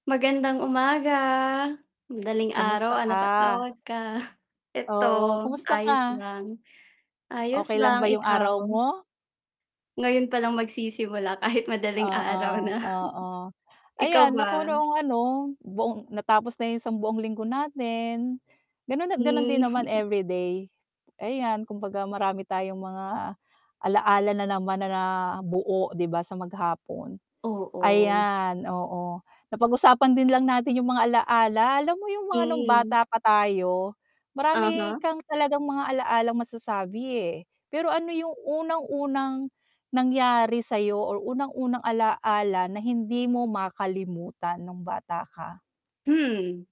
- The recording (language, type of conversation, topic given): Filipino, unstructured, Ano ang pinakaunang alaala mo noong bata ka pa?
- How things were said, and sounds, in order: static; tapping; chuckle; mechanical hum; chuckle; chuckle